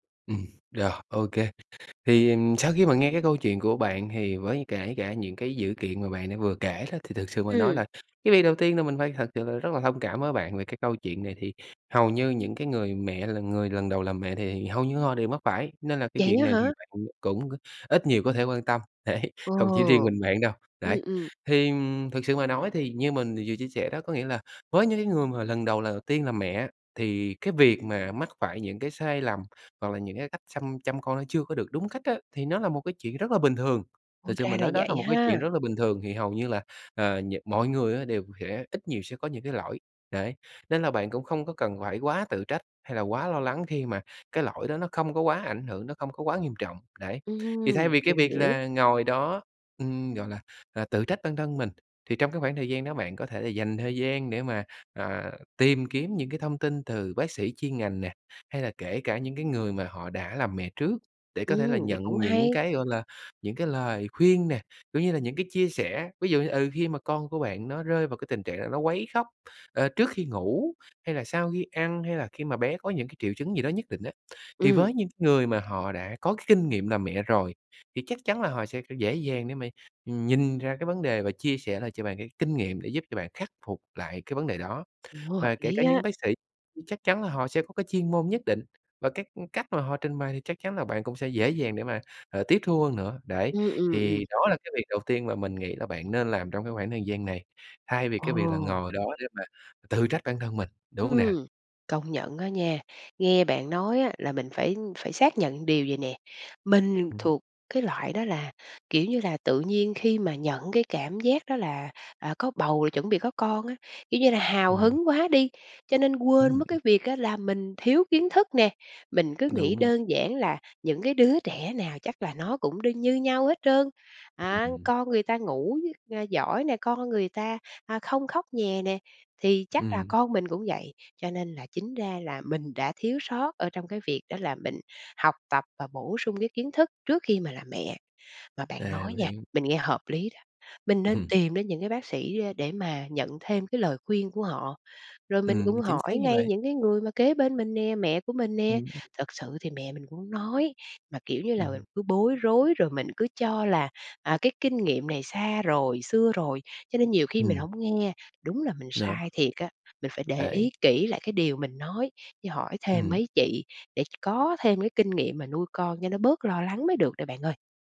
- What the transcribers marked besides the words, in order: tapping; laughing while speaking: "đấy"; laughing while speaking: "nè?"; laughing while speaking: "Ừm"; other background noise
- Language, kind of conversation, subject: Vietnamese, advice, Bạn có sợ mình sẽ mắc lỗi khi làm cha mẹ hoặc chăm sóc con không?
- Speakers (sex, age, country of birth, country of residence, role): female, 40-44, Vietnam, Vietnam, user; male, 30-34, Vietnam, Vietnam, advisor